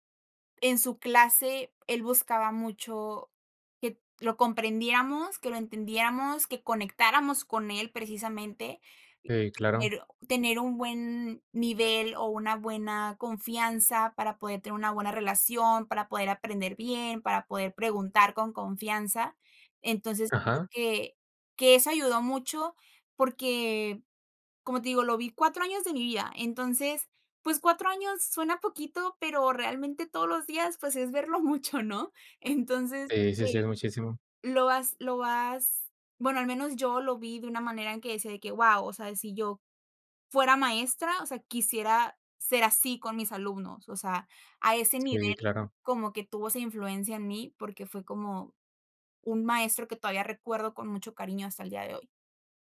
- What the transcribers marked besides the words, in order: other background noise; laughing while speaking: "mucho"
- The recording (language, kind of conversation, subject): Spanish, podcast, ¿Qué profesor o profesora te inspiró y por qué?